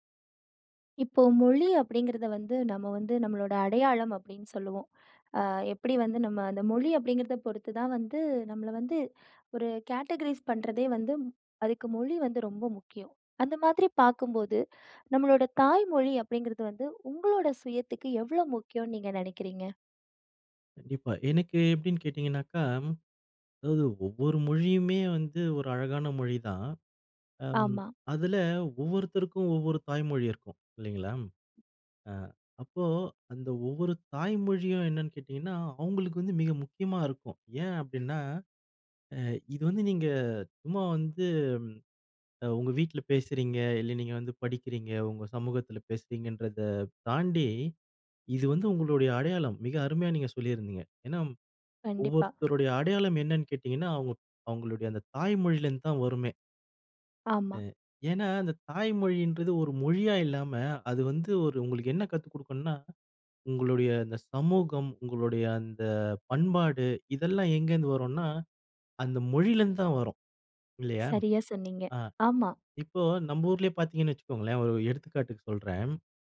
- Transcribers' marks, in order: in English: "கேட்டகரீஸ்"; other background noise
- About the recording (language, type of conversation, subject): Tamil, podcast, தாய்மொழி உங்கள் அடையாளத்திற்கு எவ்வளவு முக்கியமானது?